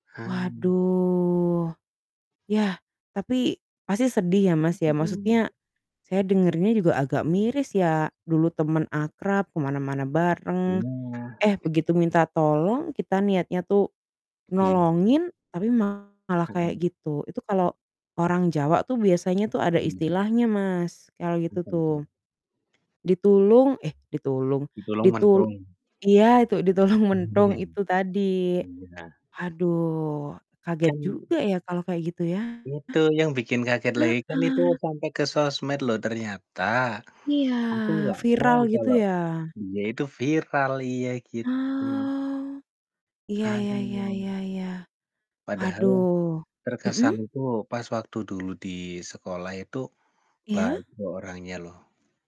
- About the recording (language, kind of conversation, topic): Indonesian, unstructured, Apa pengalaman paling mengejutkan yang pernah kamu alami terkait uang?
- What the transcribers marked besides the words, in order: tapping; distorted speech; other background noise; in Javanese: "ditulung"; in Javanese: "Ditulung, mentung"; in Javanese: "ditulung"; in Javanese: "ditulung mentung"; laughing while speaking: "ditulung"; static; chuckle